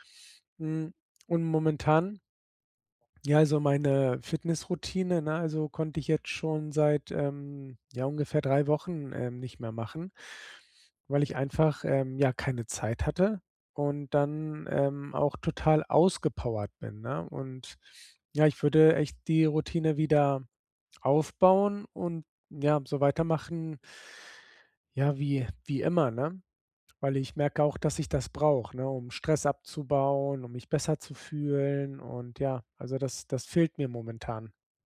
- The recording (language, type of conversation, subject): German, advice, Wie kann ich trotz Unsicherheit eine tägliche Routine aufbauen?
- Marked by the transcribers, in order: none